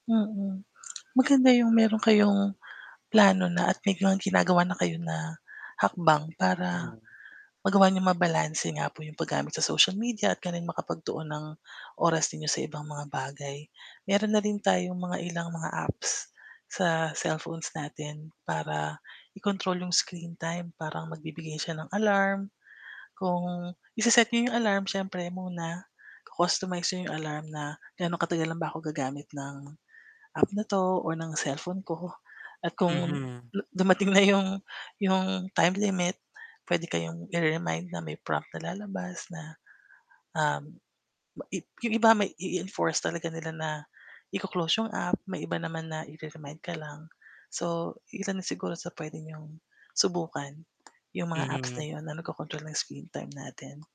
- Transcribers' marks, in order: static; other background noise; tongue click; sigh; tapping
- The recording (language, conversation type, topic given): Filipino, advice, Paano ko maiiwasang madistract sa social media para makapagpraktis ako araw-araw?
- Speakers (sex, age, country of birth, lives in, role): female, 40-44, Philippines, Philippines, advisor; male, 25-29, Philippines, Philippines, user